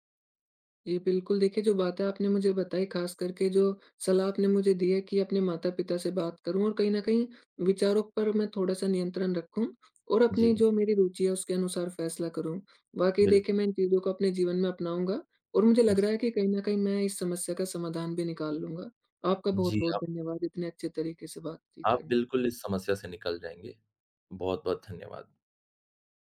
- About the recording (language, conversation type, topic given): Hindi, advice, बहुत सारे विचारों में उलझकर निर्णय न ले पाना
- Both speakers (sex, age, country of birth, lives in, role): male, 20-24, India, India, user; male, 25-29, India, India, advisor
- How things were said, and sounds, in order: tapping